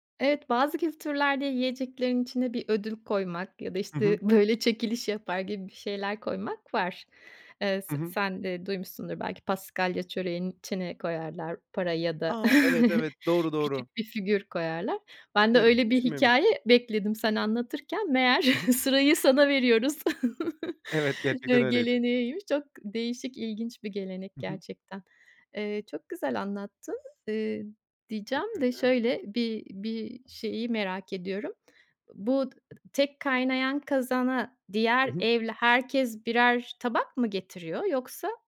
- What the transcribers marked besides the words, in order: chuckle; tapping; chuckle
- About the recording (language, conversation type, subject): Turkish, podcast, Ailenizin yemek kültürüne dair bir anınızı paylaşır mısınız?
- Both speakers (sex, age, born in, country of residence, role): female, 50-54, Turkey, Spain, host; male, 30-34, Turkey, Bulgaria, guest